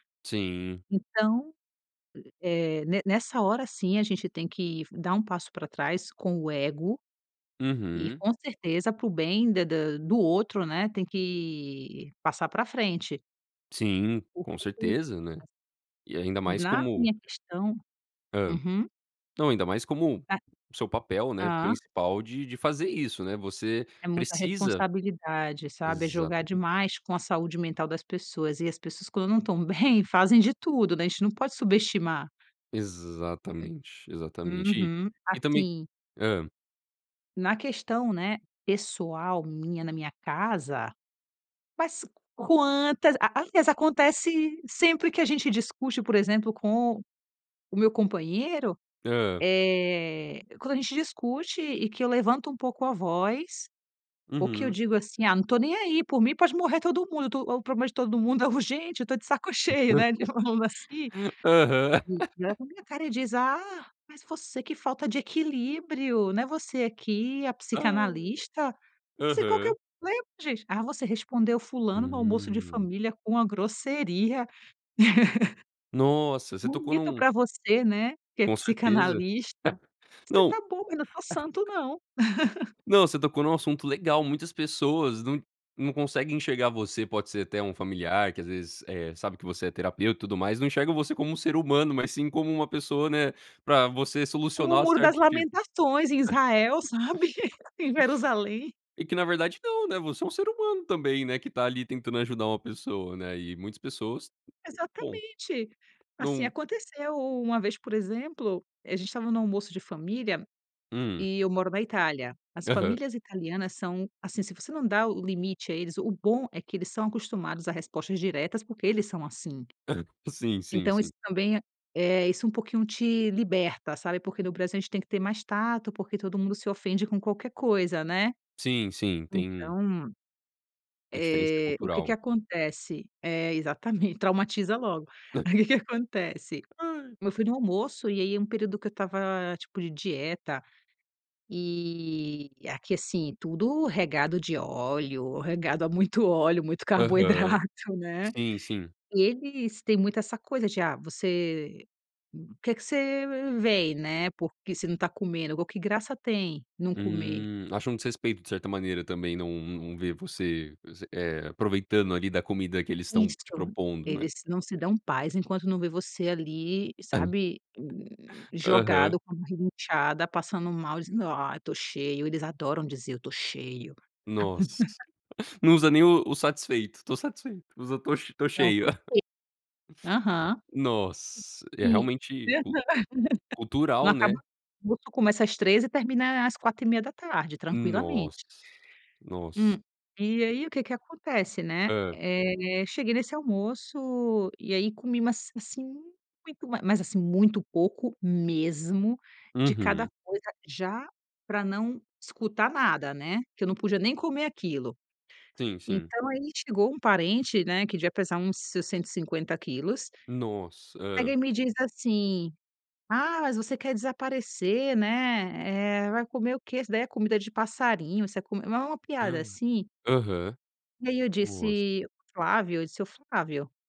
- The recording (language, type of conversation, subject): Portuguese, podcast, Como você equilibra o lado pessoal e o lado profissional?
- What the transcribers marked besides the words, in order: unintelligible speech; tapping; chuckle; other background noise; other noise; laugh; laughing while speaking: "Aham"; unintelligible speech; chuckle; chuckle; chuckle; chuckle; laughing while speaking: "Aí"; chuckle; chuckle; chuckle; laugh; unintelligible speech; stressed: "mesmo"; gasp